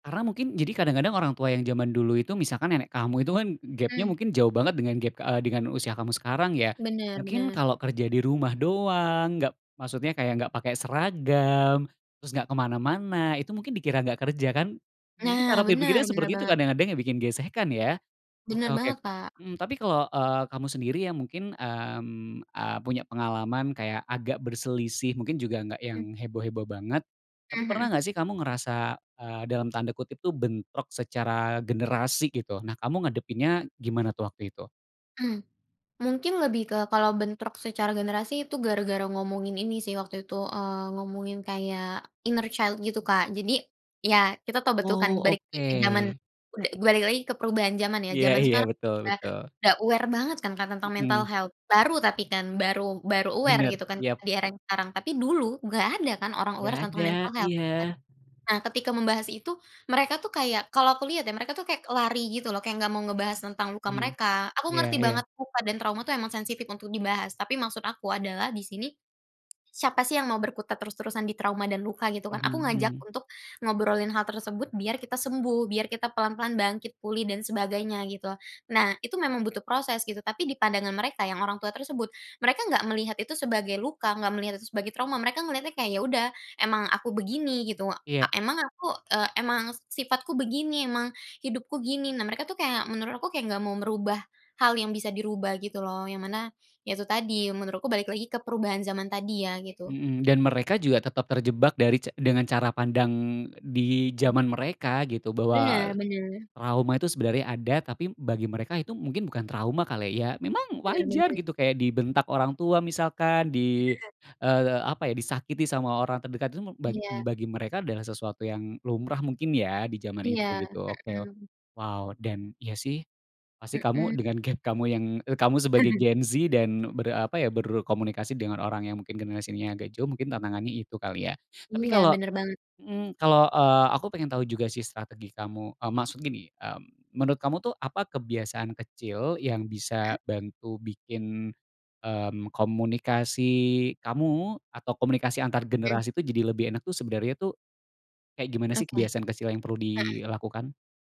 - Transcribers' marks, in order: other background noise; in English: "inner child"; in English: "aware"; in English: "mental health"; in English: "aware"; "iya" said as "iyap"; in English: "aware"; in English: "mental health"; chuckle
- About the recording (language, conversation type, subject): Indonesian, podcast, Bagaimana cara membangun jembatan antargenerasi dalam keluarga?